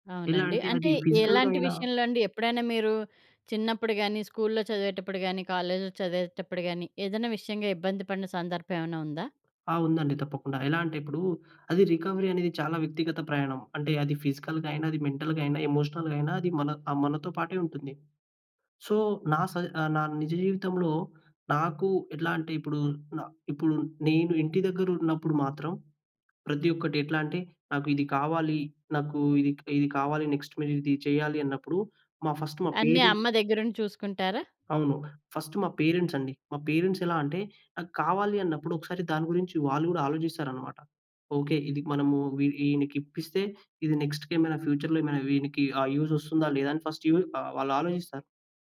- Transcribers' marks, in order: in English: "ఫిజికల్‌గా"; other background noise; in English: "కాలేజ్‌లో"; tapping; in English: "రికవరీ"; in English: "సో"; in English: "నెక్స్ట్"; in English: "ఫస్ట్"; in English: "పేరెంట్స్"; in English: "ఫస్ట్"; in English: "పేరెంట్స్"; in English: "పేరెంట్స్"; in English: "ఫ్యూచర్‌లో"; in English: "యూజ్"; in English: "ఫస్ట్"
- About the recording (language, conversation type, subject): Telugu, podcast, స్నేహితులు, కుటుంబం మీకు రికవరీలో ఎలా తోడ్పడారు?